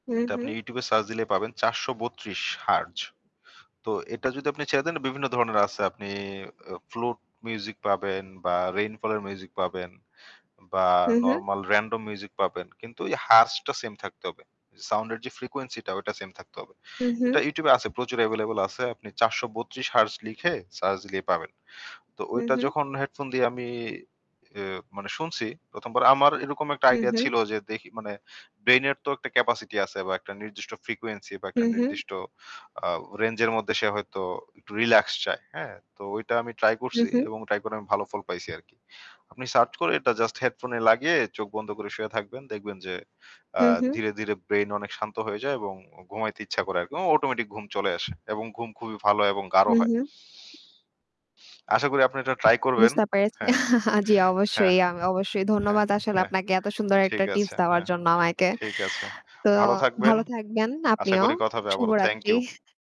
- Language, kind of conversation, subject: Bengali, unstructured, ভালো ঘুম মানসিক স্বাস্থ্যে কীভাবে প্রভাব ফেলে?
- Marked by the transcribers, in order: static; in English: "rainfall"; in English: "normal random music"; tapping; in English: "heartz"; other background noise; chuckle